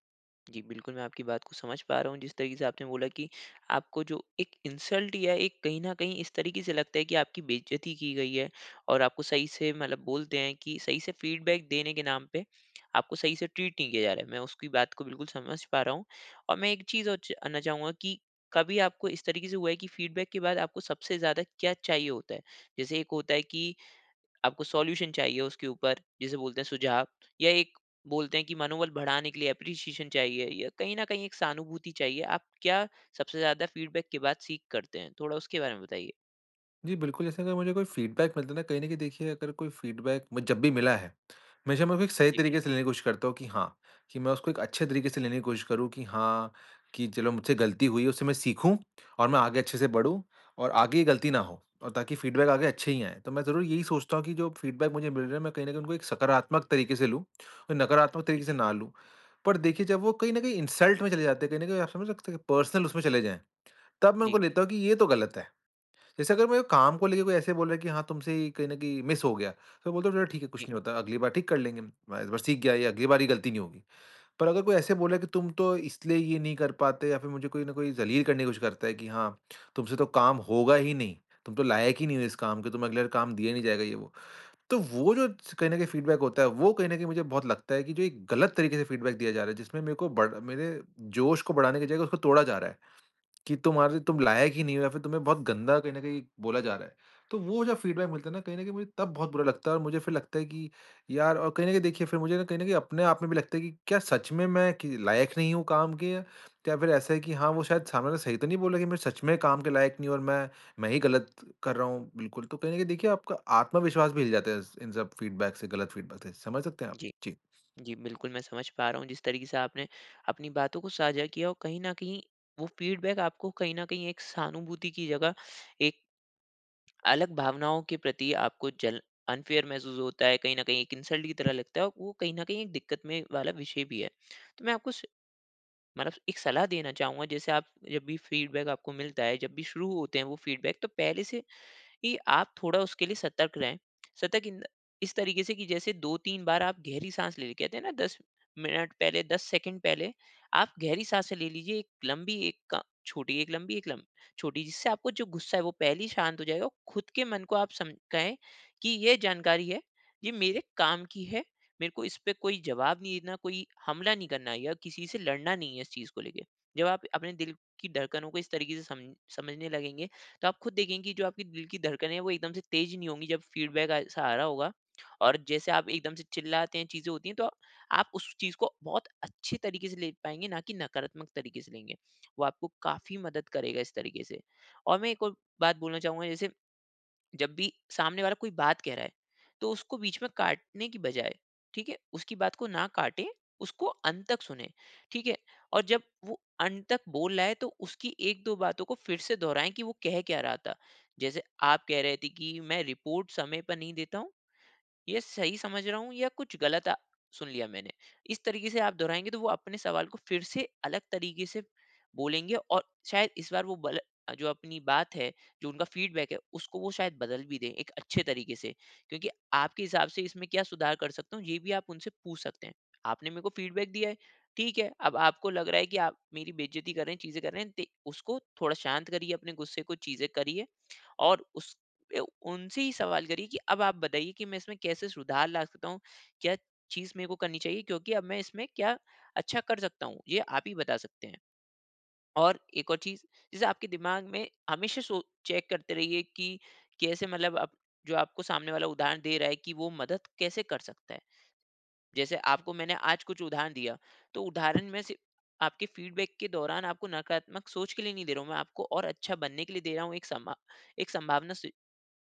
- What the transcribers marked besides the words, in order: tapping; in English: "इंसल्ट"; in English: "फ़ीडबैक"; in English: "ट्रीट"; in English: "फ़ीडबैक"; in English: "सॉल्यूशन"; in English: "एप्रीशिएशन"; in English: "फ़ीडबैक"; in English: "सीक"; in English: "फ़ीडबैक"; in English: "फ़ीडबैक"; in English: "फ़ीडबैक"; in English: "फ़ीडबैक"; in English: "इंसल्ट"; in English: "पर्सनल"; in English: "मिस"; in English: "फ़ीडबैक"; in English: "फ़ीडबैक"; in English: "फ़ीडबैक"; in English: "फ़ीडबैक"; in English: "फ़ीडबैक"; other background noise; in English: "फ़ीडबैक"; in English: "अनफ़ेयर"; in English: "इंसल्ट"; in English: "फ़ीडबैक"; in English: "फ़ीडबैक"; in English: "फ़ीडबैक"; in English: "रिपोर्ट"; in English: "फ़ीडबैक"; in English: "फ़ीडबैक"; other noise; in English: "फ़ीडबैक"
- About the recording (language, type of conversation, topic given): Hindi, advice, मैं बिना रक्षात्मक हुए फीडबैक कैसे स्वीकार कर सकता/सकती हूँ?